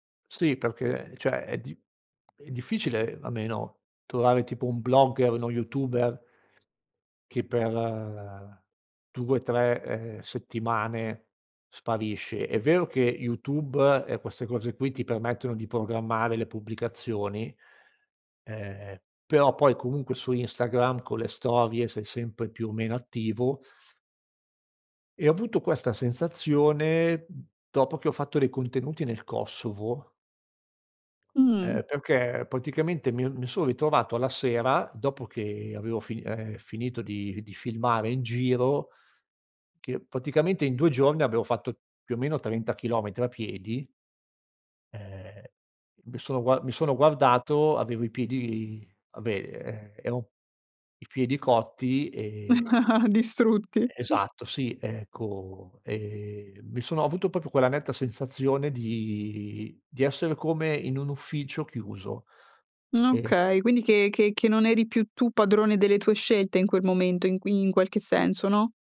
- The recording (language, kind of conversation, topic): Italian, podcast, Hai mai fatto una pausa digitale lunga? Com'è andata?
- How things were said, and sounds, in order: "cioè" said as "ceh"; other background noise; laugh; laughing while speaking: "Distrutti"